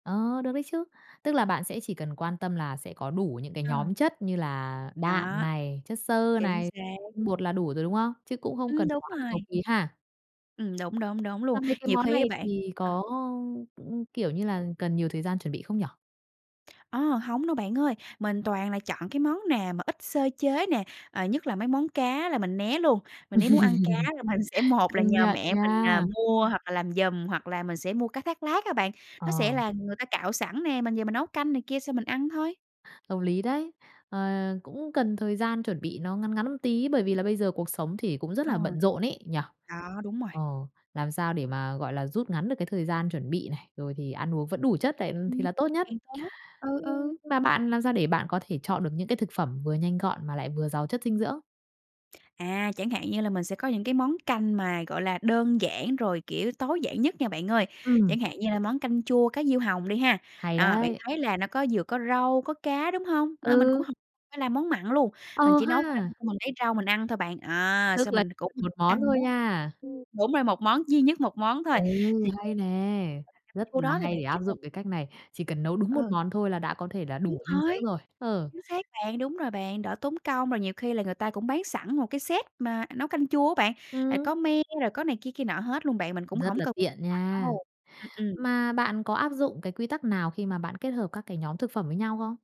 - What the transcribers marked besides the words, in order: tapping; laugh; laughing while speaking: "mình sẽ một"; unintelligible speech; other background noise; in English: "set"; unintelligible speech
- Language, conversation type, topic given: Vietnamese, podcast, Làm sao lên kế hoạch bữa ăn tối giản mà vẫn đủ dinh dưỡng?